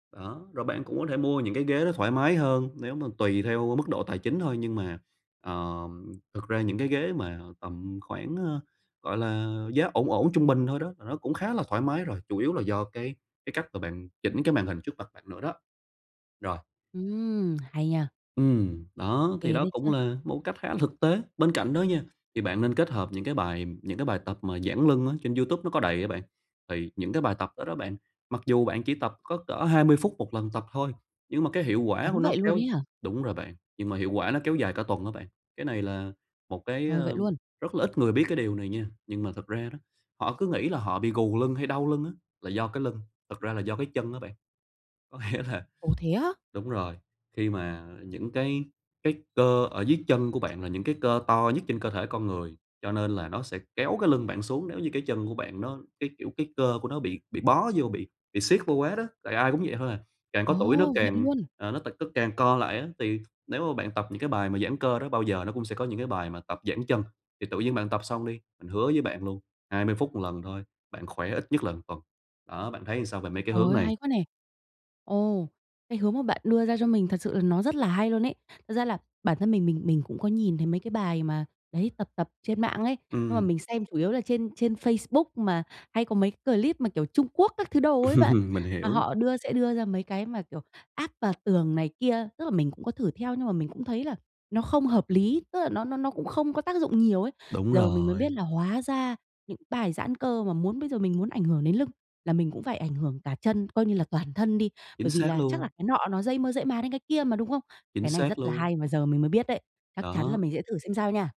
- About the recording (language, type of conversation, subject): Vietnamese, advice, Làm thế nào để thay thế thói quen xấu bằng một thói quen mới?
- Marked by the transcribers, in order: tapping; other background noise; laughing while speaking: "Có nghĩa là"; "thấy" said as "ừn"; laugh